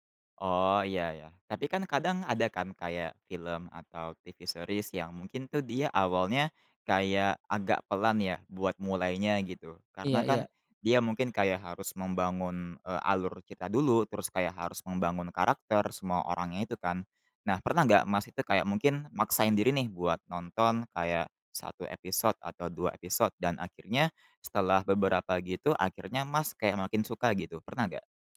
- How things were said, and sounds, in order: other weather sound; in English: "series"
- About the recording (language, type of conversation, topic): Indonesian, podcast, Bagaimana pengalamanmu menonton film di bioskop dibandingkan di rumah?